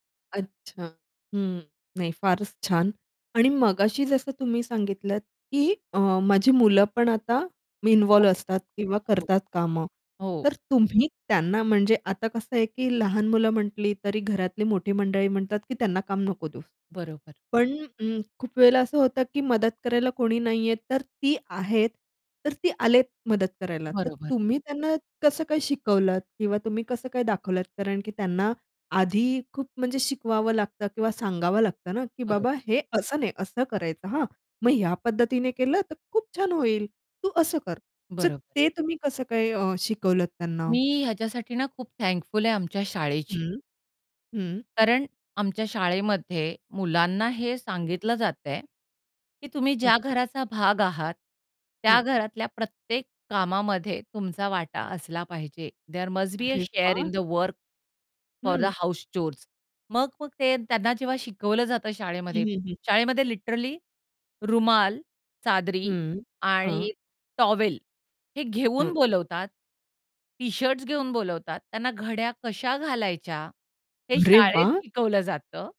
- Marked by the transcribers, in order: distorted speech; static; tapping; unintelligible speech; unintelligible speech; in English: "देअर मस्ट बी अ शेअर इन द वर्क फॉर द हाउस चोर्स"; in English: "लिटरली"; other background noise
- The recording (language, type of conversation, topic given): Marathi, podcast, तुम्ही घरकामांमध्ये कुटुंबाला कसे सामील करता?